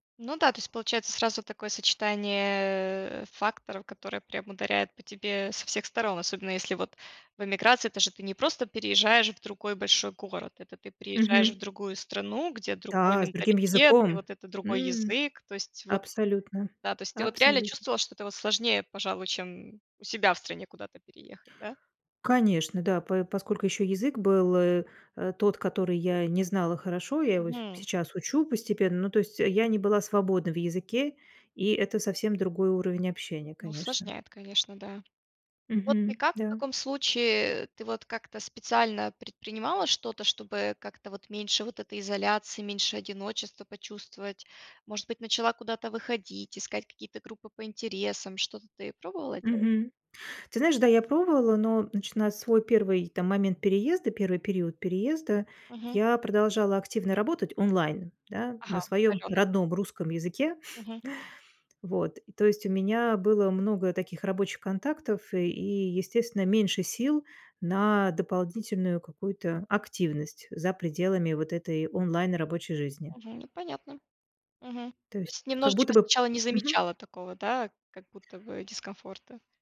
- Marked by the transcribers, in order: other background noise; chuckle
- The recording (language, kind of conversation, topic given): Russian, podcast, Как бороться с одиночеством в большом городе?